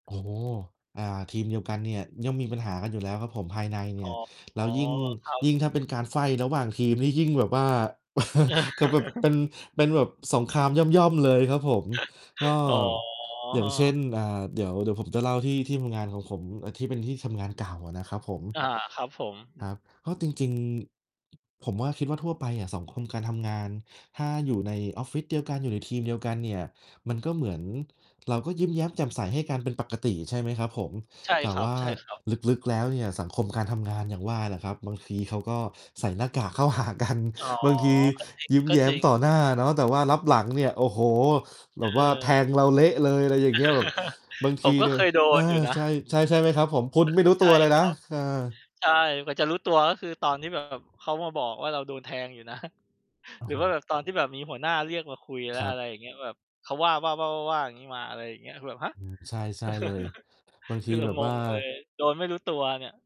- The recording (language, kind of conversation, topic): Thai, unstructured, คุณจัดการกับความขัดแย้งในที่ทำงานอย่างไร?
- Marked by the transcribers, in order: distorted speech; tapping; chuckle; chuckle; other background noise; static; chuckle; mechanical hum; laughing while speaking: "นะ"; chuckle